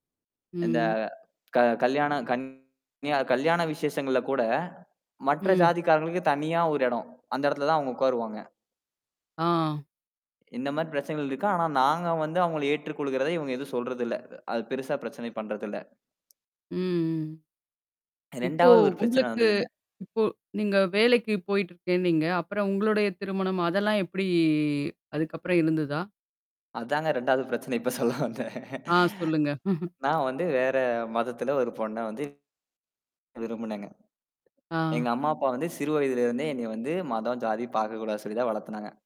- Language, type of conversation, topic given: Tamil, podcast, குடும்ப எதிர்பார்ப்புகளை மீறுவது எளிதா, சிரமமா, அதை நீங்கள் எப்படி சாதித்தீர்கள்?
- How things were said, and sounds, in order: distorted speech; swallow; drawn out: "எப்பிடி"; laughing while speaking: "சொல்ல வந்தேன்"; chuckle